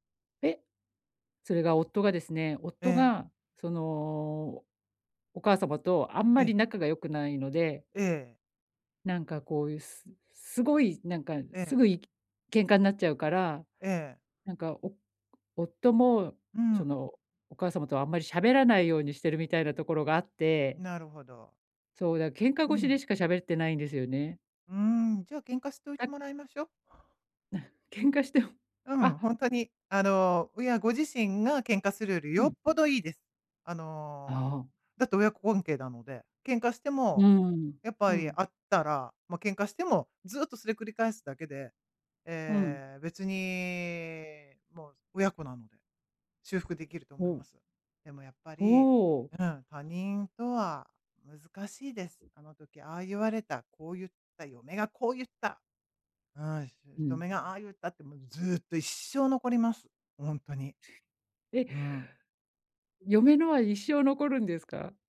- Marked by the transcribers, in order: chuckle; stressed: "ずっと一生"
- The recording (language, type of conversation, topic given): Japanese, advice, 育児方針の違いについて、パートナーとどう話し合えばよいですか？